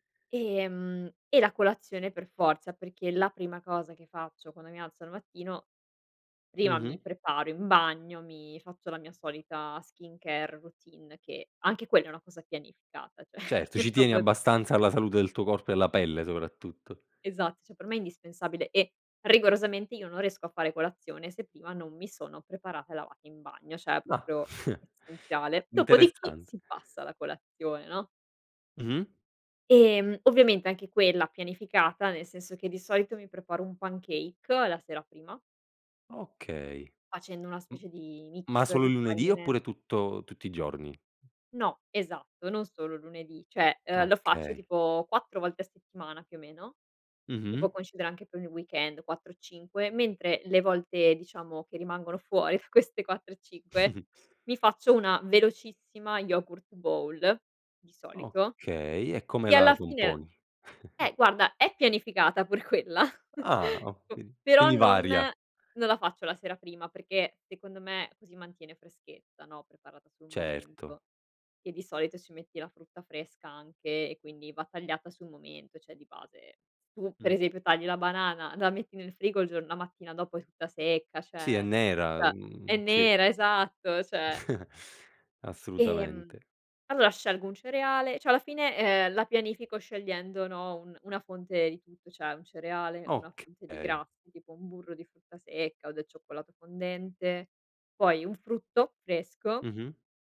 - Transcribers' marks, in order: in English: "skincare"; laughing while speaking: "ceh"; "cioè" said as "ceh"; "proprio" said as "propo"; "cioè" said as "ceh"; chuckle; "proprio" said as "propio"; other background noise; chuckle; laughing while speaking: "queste"; in English: "bowl"; chuckle; laughing while speaking: "quella"; chuckle; "cioè" said as "ceh"; "cioè" said as "ceh"; unintelligible speech; "cioè" said as "ceh"; chuckle; "cioè" said as "ceh"
- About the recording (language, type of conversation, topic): Italian, podcast, Come pianifichi la tua settimana in anticipo?
- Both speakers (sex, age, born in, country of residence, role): female, 25-29, Italy, Italy, guest; male, 25-29, Italy, Italy, host